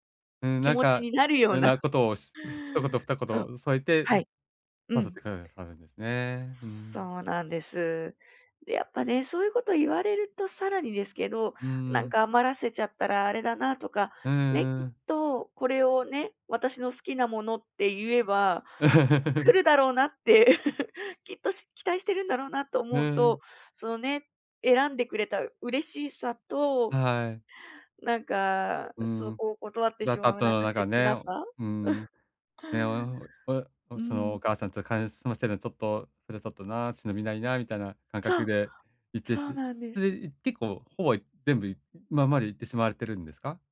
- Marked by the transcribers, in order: laughing while speaking: "なるような"; tapping; laughing while speaking: "うん"; laugh; unintelligible speech
- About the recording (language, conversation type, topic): Japanese, advice, 親の期待と自分の意思決定をどう両立すればよいですか？